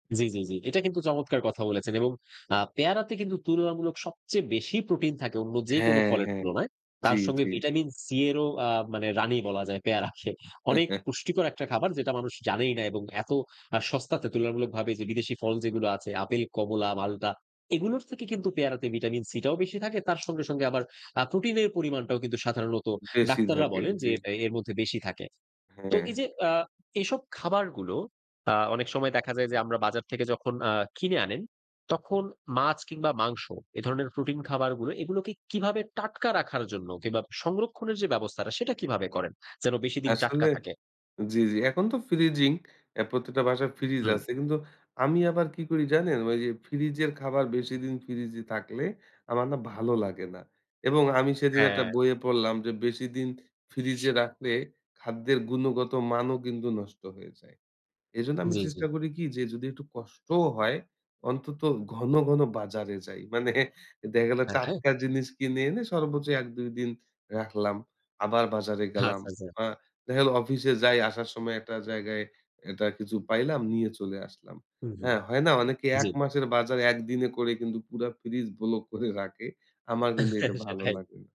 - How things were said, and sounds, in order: chuckle; chuckle
- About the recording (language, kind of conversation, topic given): Bengali, podcast, কম বাজেটে টাটকা ও পুষ্টিকর খাবার কীভাবে তৈরি করেন?